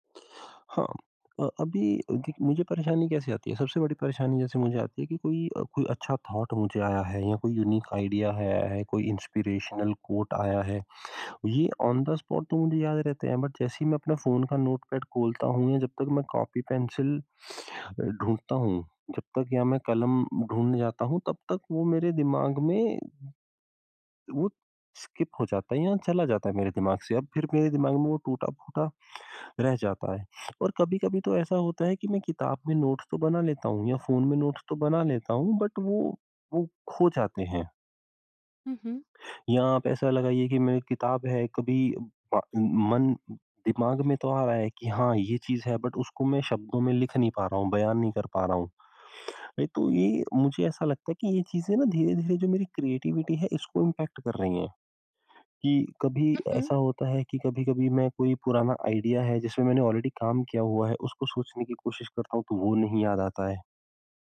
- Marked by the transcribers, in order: in English: "थॉट"; in English: "यूनिक आइडिया"; in English: "इंस्पिरेशनल कोट"; in English: "ऑन द स्पॉट"; in English: "बट"; in English: "स्किप"; in English: "नोट्स"; in English: "नोट्स"; in English: "बट"; in English: "बट"; tapping; in English: "क्रिएटिविटी"; in English: "इम्पैक्ट"; in English: "आइडिया"; in English: "ऑलरेडी"
- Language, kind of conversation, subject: Hindi, advice, मैं अपनी रचनात्मक टिप्पणियाँ और विचार व्यवस्थित रूप से कैसे रख सकता/सकती हूँ?